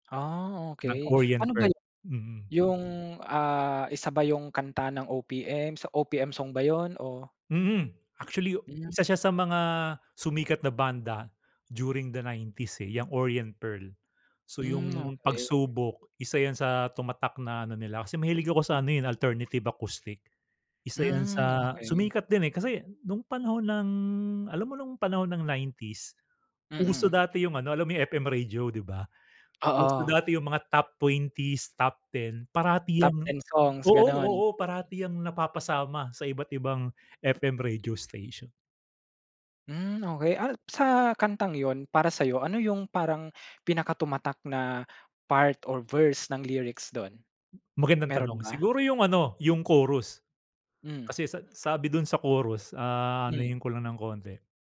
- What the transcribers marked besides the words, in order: tsk; in English: "part or verse"; tapping
- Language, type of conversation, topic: Filipino, podcast, Paano nakakatulong ang musika sa pagproseso ng mga damdamin mo?